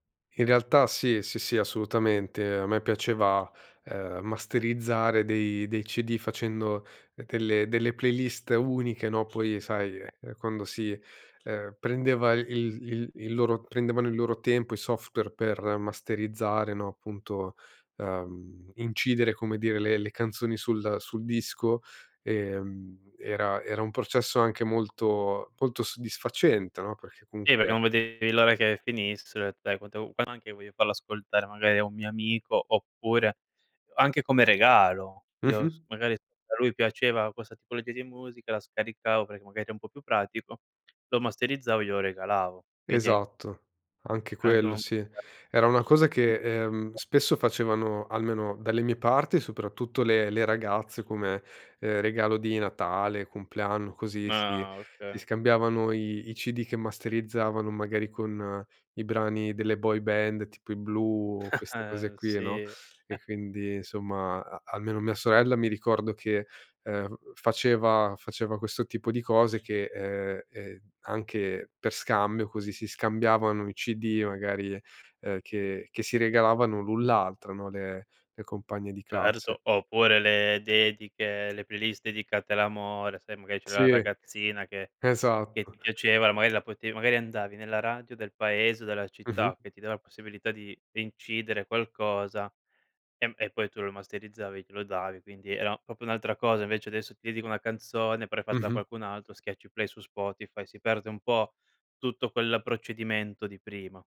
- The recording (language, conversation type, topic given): Italian, podcast, Come ascoltavi musica prima di Spotify?
- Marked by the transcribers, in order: other background noise; unintelligible speech; chuckle; chuckle; "proprio" said as "propio"